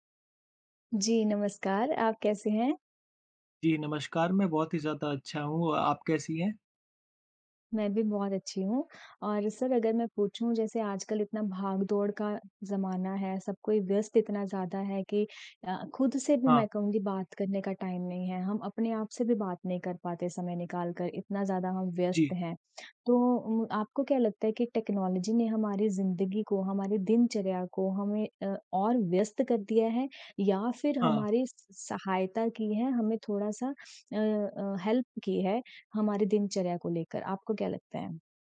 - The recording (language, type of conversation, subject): Hindi, unstructured, आपके लिए तकनीक ने दिनचर्या कैसे बदली है?
- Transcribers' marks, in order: in English: "सर"; in English: "टाइम"; in English: "टेक्नोलॉजी"; in English: "हेल्प"